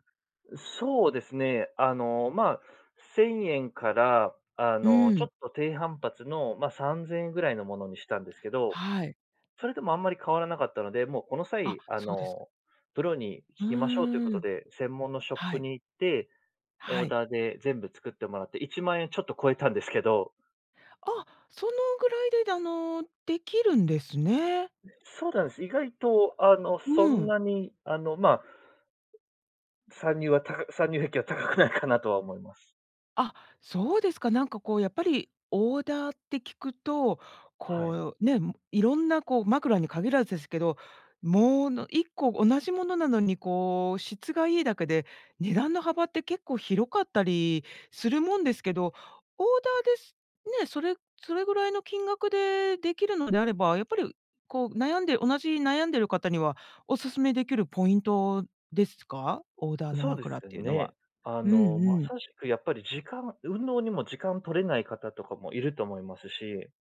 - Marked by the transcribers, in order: other background noise; laughing while speaking: "高くない"; tapping
- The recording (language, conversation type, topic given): Japanese, podcast, 睡眠の質を上げるために、普段どんな工夫をしていますか？